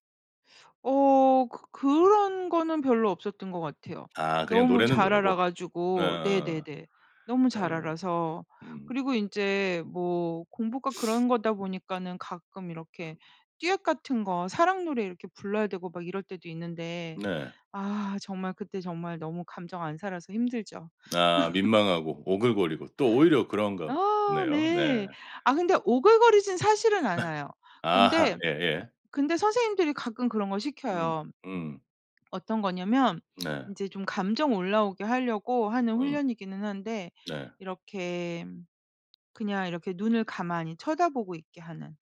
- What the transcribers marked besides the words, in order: sniff; tapping; other background noise; laugh; laugh
- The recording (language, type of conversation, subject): Korean, podcast, 친구들과 함께 부르던 추억의 노래가 있나요?